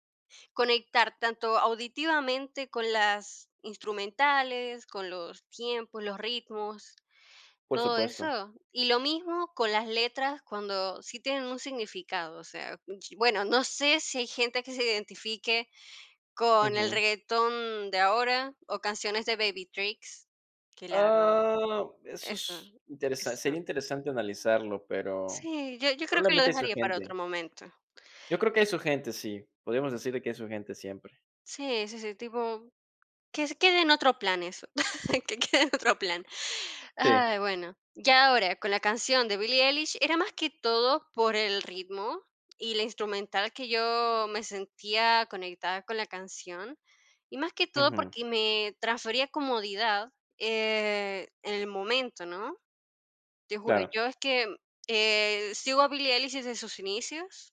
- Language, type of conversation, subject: Spanish, podcast, ¿Qué canción te marcó durante tu adolescencia?
- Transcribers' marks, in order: drawn out: "Oh"; chuckle; laughing while speaking: "que quede"